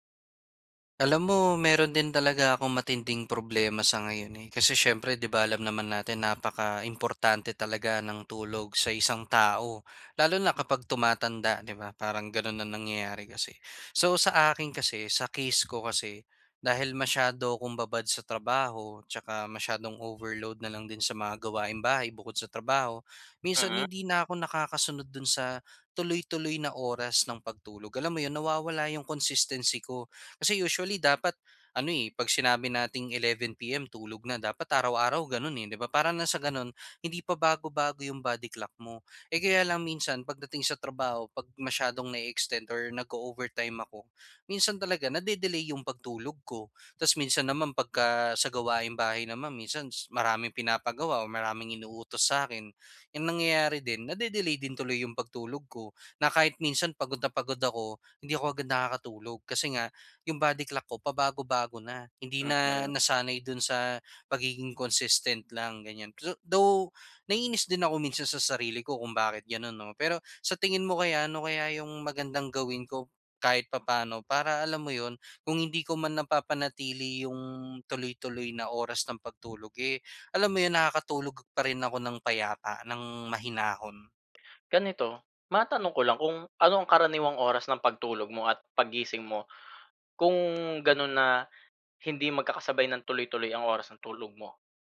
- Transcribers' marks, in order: other noise; wind; horn; in English: "consistency"; in English: "body clock"; in English: "body clock"; in English: "consistent"; other background noise; background speech
- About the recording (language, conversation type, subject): Filipino, advice, Bakit hindi ako makapanatili sa iisang takdang oras ng pagtulog?